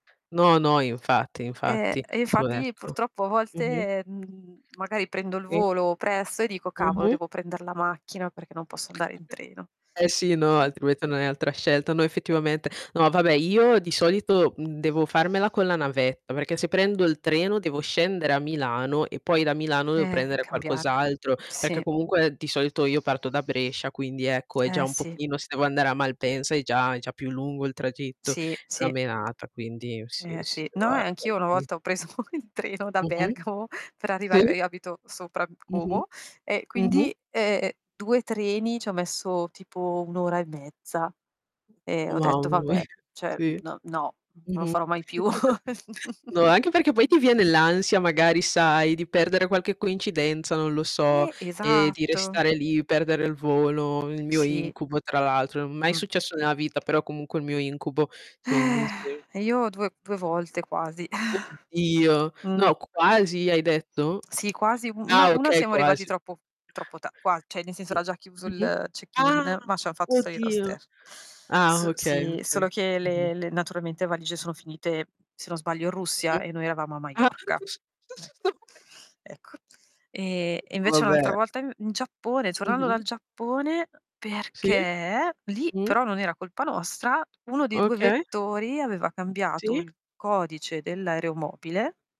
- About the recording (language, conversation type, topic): Italian, unstructured, Quali sono i tuoi pensieri sul viaggiare in treno rispetto all’aereo?
- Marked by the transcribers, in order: unintelligible speech; tapping; other background noise; chuckle; distorted speech; laughing while speaking: "preso il treno da Bergamo"; unintelligible speech; chuckle; "cioè" said as "ceh"; chuckle; sigh; chuckle; "cioè" said as "ceh"; drawn out: "E"; laugh; unintelligible speech